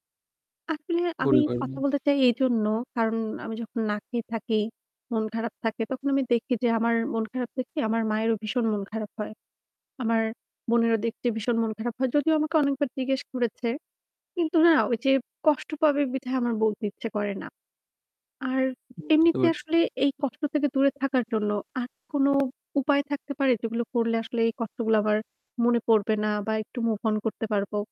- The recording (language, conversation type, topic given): Bengali, advice, মানসিক সমস্যা লুকিয়ে রাখতে পরিবার ও সমাজে কেন লজ্জা কাজ করে?
- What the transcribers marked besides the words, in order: static; unintelligible speech; other background noise